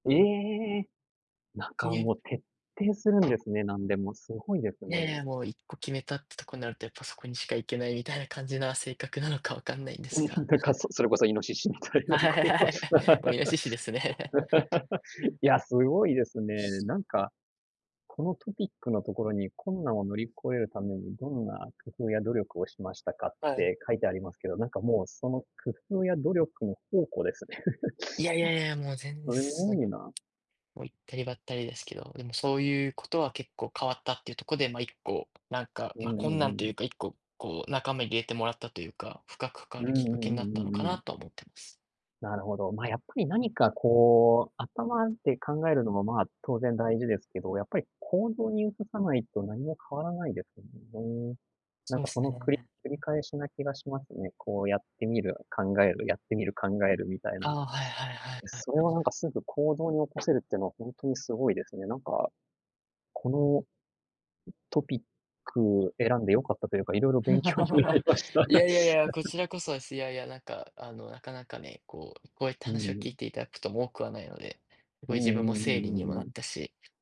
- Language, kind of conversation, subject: Japanese, unstructured, これまでに困難を乗り越えた経験について教えてください？
- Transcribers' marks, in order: tapping; unintelligible speech; laughing while speaking: "はい、はい"; laughing while speaking: "みたいなこう"; laugh; alarm; laugh; unintelligible speech; unintelligible speech; laugh; laughing while speaking: "なりました"; laugh